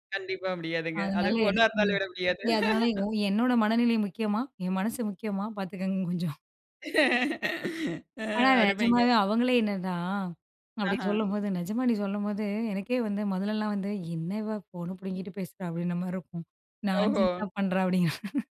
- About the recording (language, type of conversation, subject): Tamil, podcast, வீட்டில் சில நேரங்களில் எல்லோருக்கும் கைபேசி இல்லாமல் இருக்க வேண்டுமென நீங்கள் சொல்வீர்களா?
- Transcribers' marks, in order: unintelligible speech; chuckle; laugh; in English: "நான்சென்ஸா"; chuckle